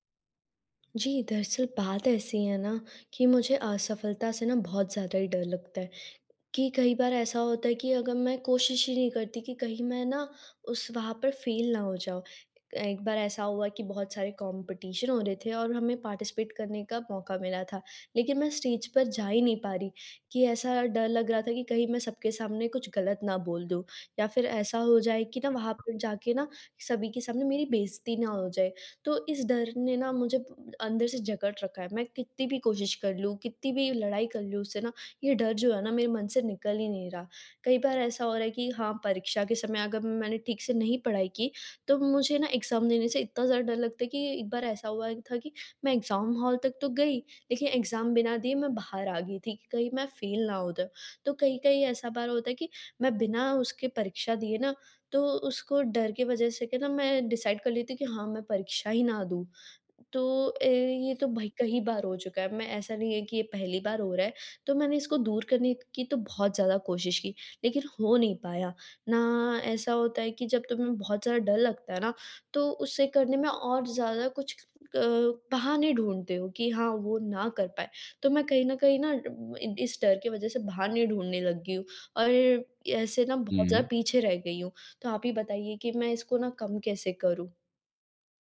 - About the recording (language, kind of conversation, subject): Hindi, advice, असफलता के डर को दूर करके मैं आगे बढ़ते हुए कैसे सीख सकता/सकती हूँ?
- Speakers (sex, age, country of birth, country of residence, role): female, 18-19, India, India, user; male, 25-29, India, India, advisor
- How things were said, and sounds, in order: in English: "फेल"; in English: "कॉम्पिटिशन"; in English: "पार्टिसिपेट"; in English: "स्टेज"; in English: "एग्ज़ाम"; in English: "एग्ज़ाम हॉल"; in English: "एग्ज़ाम"; in English: "फेल"; in English: "डिसाइड"; tapping